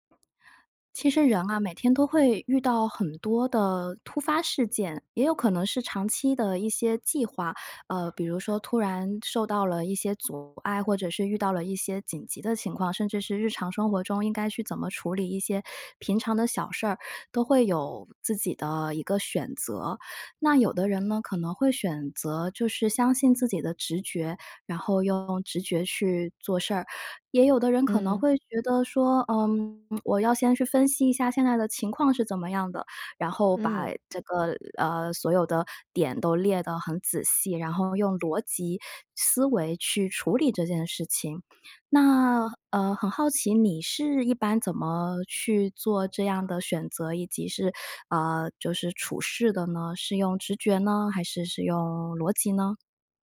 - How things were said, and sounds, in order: other street noise; lip smack
- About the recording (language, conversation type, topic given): Chinese, podcast, 当直觉与逻辑发生冲突时，你会如何做出选择？